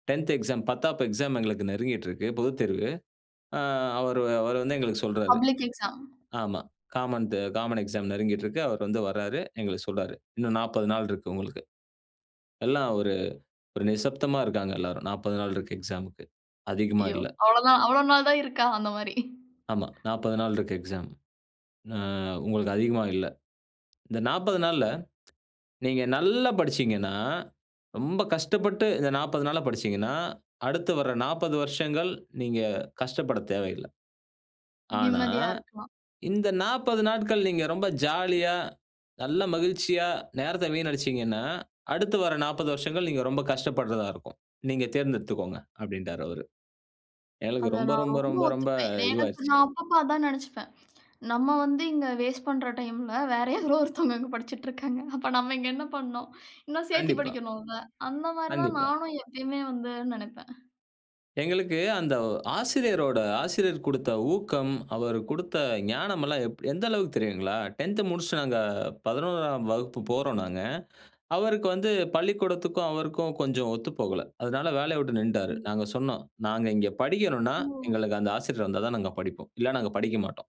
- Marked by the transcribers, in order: drawn out: "ஆ"; other noise; in English: "காமன் காமன்"; chuckle; laughing while speaking: "வேறு யாரோ ஒருத்தவங்க இங்கே படிச்சிட்டு இருக்காங்க. அப்போ நம்ம இங்கே என்ன பண்ணோம்"; chuckle
- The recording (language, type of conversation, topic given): Tamil, podcast, ஒரு சிறந்த ஆசிரியர் உங்களுக்கு கற்றலை ரசிக்கச் செய்வதற்கு எப்படி உதவினார்?